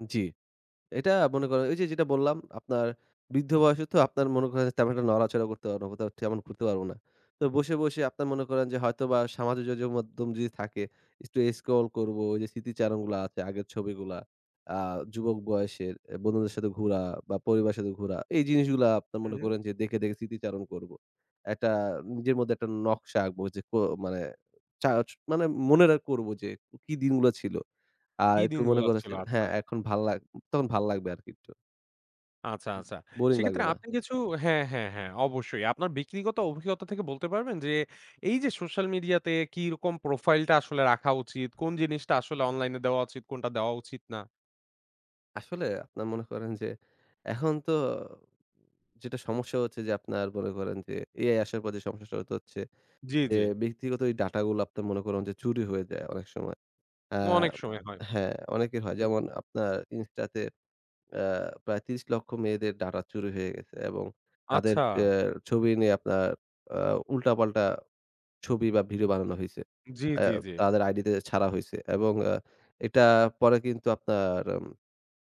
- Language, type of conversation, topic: Bengali, podcast, সামাজিক মিডিয়া আপনার পরিচয়ে কী ভূমিকা রাখে?
- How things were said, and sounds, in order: tapping; unintelligible speech